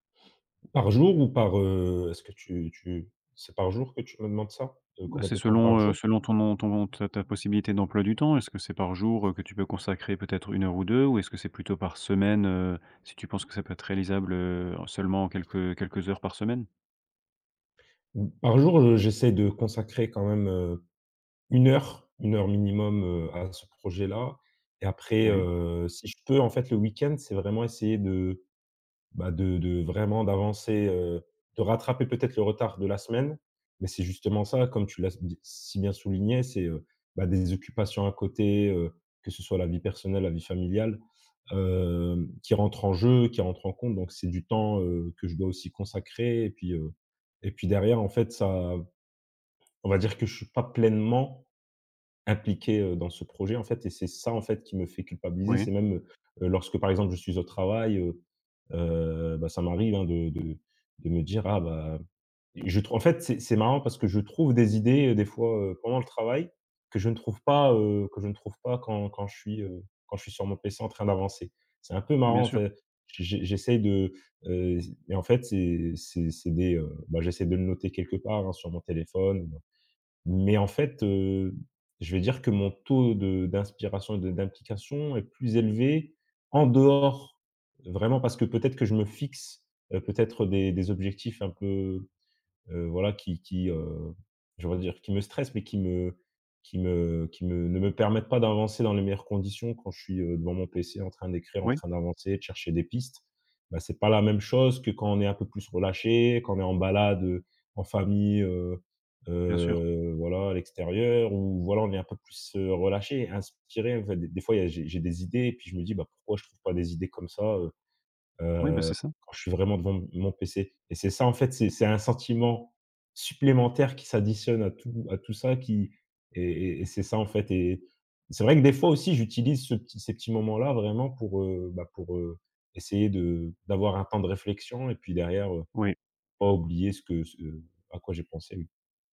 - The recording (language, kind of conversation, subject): French, advice, Pourquoi est-ce que je me sens coupable de prendre du temps pour créer ?
- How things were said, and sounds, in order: stressed: "si"; drawn out: "hem"; stressed: "ça"; other background noise; stressed: "en dehors"; stressed: "fixe"